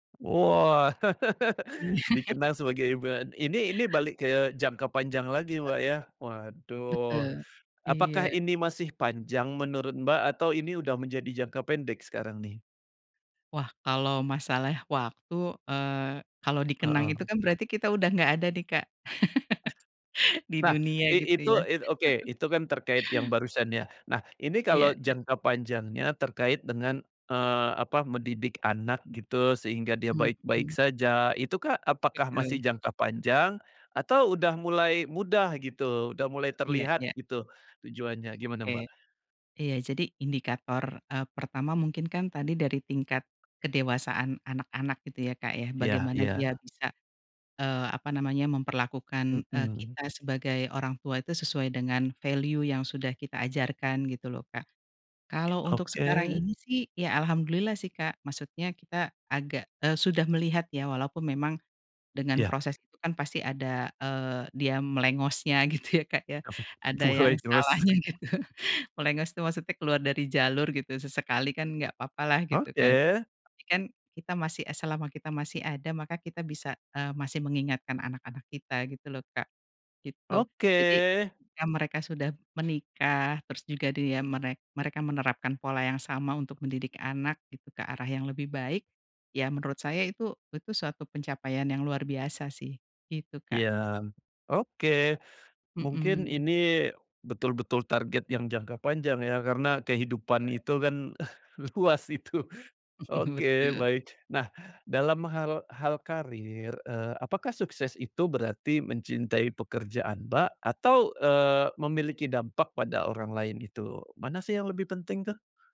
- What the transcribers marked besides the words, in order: tapping; laugh; laughing while speaking: "Iya"; chuckle; other background noise; laugh; chuckle; in English: "value"; laughing while speaking: "gitu ya, Kak, ya"; chuckle; laughing while speaking: "Melengos"; laughing while speaking: "salahnya gitu"; laughing while speaking: "luas itu"; chuckle
- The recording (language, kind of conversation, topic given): Indonesian, podcast, Menurutmu, apa arti sukses sekarang?